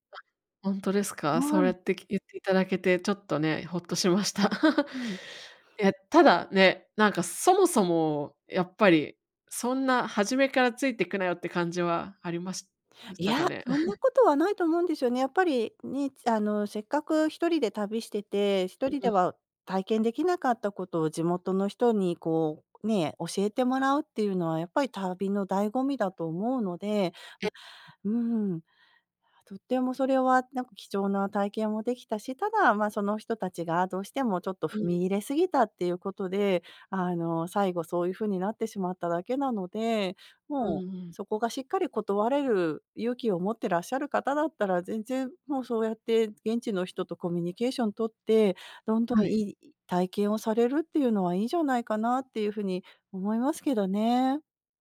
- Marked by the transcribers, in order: chuckle; chuckle; other noise
- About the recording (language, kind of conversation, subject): Japanese, advice, 旅行中に言葉や文化の壁にぶつかったとき、どう対処すればよいですか？